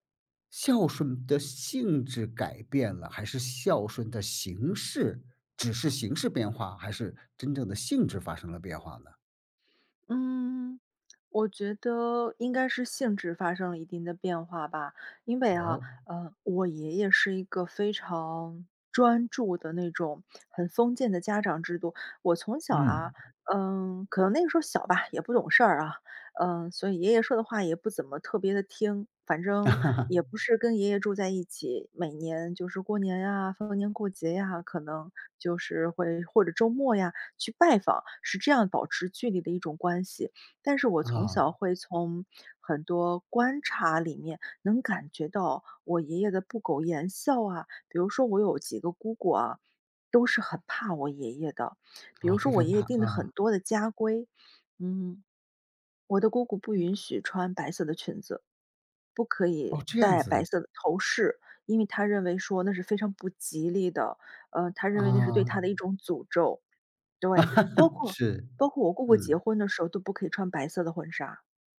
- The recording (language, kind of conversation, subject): Chinese, podcast, 你怎么看待人们对“孝顺”的期待？
- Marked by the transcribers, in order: chuckle; other background noise; laugh